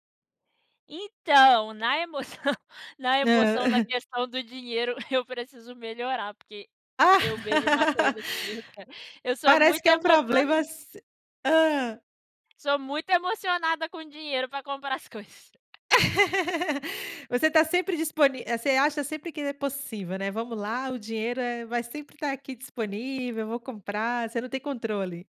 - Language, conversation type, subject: Portuguese, podcast, Como você toma decisões em relacionamentos importantes?
- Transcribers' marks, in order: laughing while speaking: "emoção"; chuckle; laugh; tapping; laugh